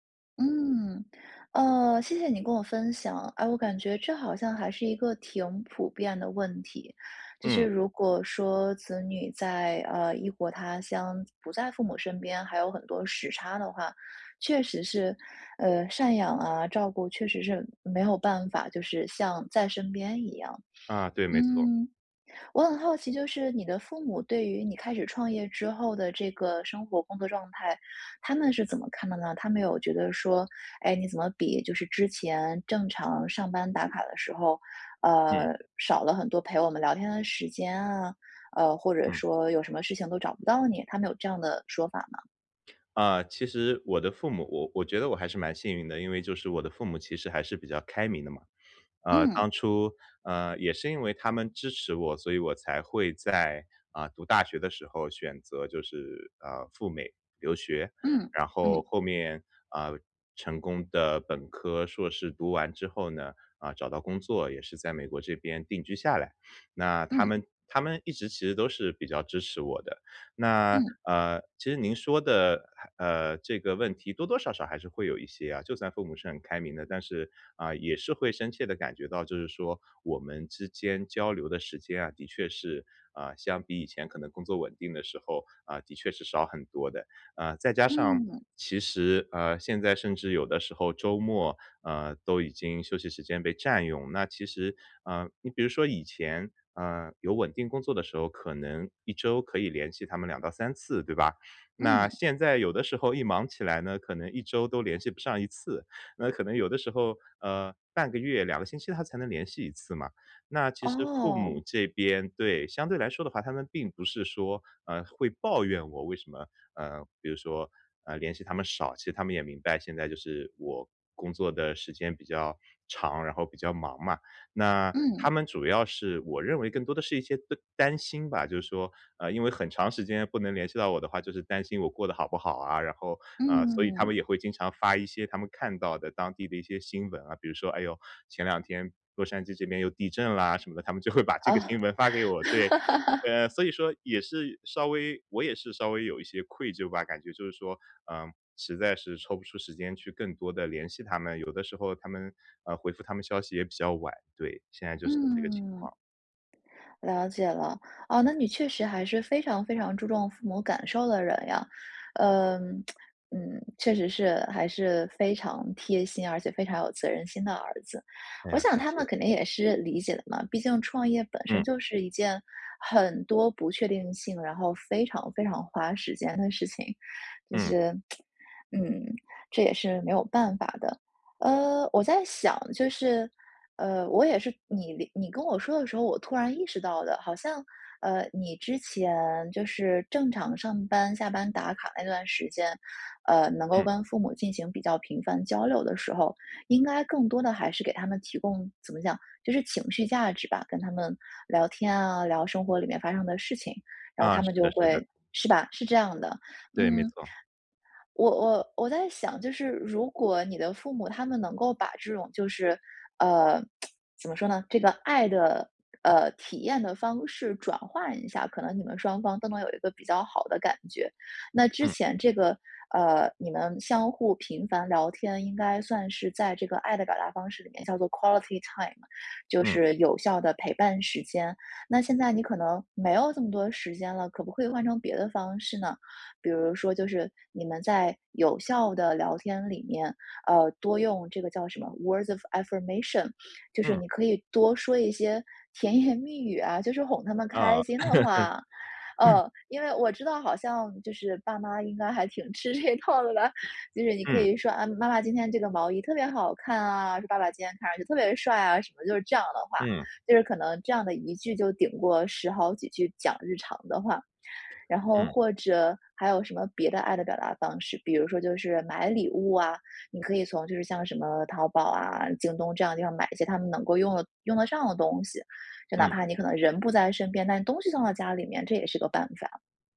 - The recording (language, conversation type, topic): Chinese, advice, 我该如何在工作与赡养父母之间找到平衡？
- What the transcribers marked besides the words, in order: other background noise; laughing while speaking: "会把这个新闻发给我，对"; laugh; lip smack; lip smack; lip smack; in English: "quality time"; in English: "words of affirmation"; sniff; laughing while speaking: "言"; laughing while speaking: "还挺吃这一套的了"; laugh; throat clearing